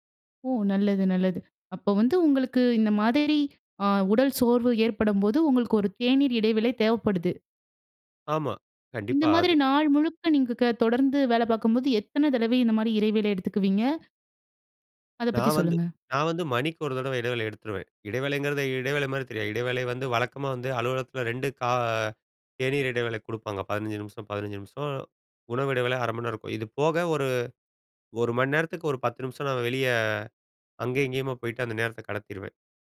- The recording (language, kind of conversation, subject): Tamil, podcast, உடல் உங்களுக்கு ஓய்வு சொல்லும்போது நீங்கள் அதை எப்படி கேட்கிறீர்கள்?
- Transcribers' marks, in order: "இடைவேளை" said as "இறைவேளை"